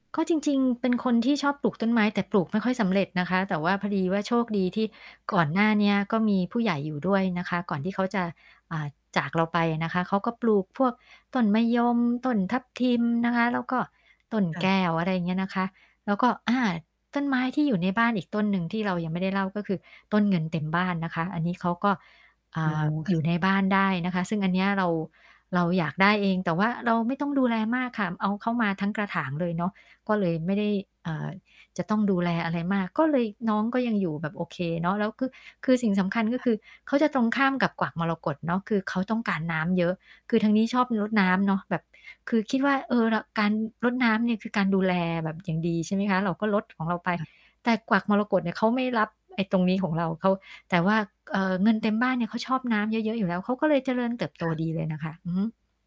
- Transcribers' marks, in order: static; distorted speech; other background noise; tapping
- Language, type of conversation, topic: Thai, podcast, ต้นไม้ในบ้านช่วยสร้างบรรยากาศให้คุณรู้สึกอย่างไรบ้าง?